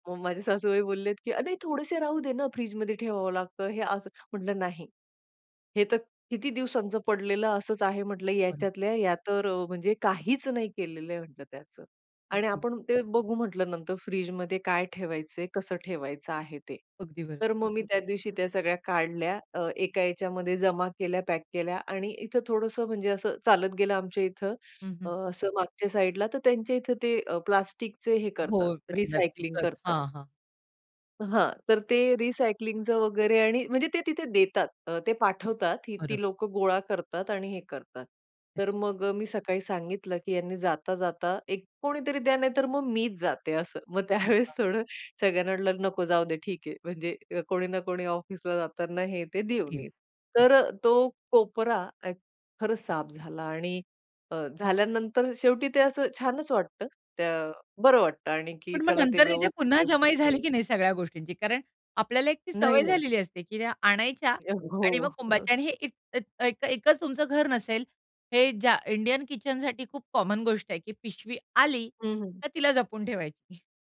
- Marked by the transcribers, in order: other background noise; in English: "रिसायकलिंग"; tapping; in English: "रिसायकलिंगचं"; laughing while speaking: "त्यावेळेस थोडं"; laughing while speaking: "अ, हो"; chuckle; in English: "कॉमन"; chuckle
- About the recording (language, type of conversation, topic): Marathi, podcast, गरज नसलेल्या वस्तू काढून टाकण्याची तुमची पद्धत काय आहे?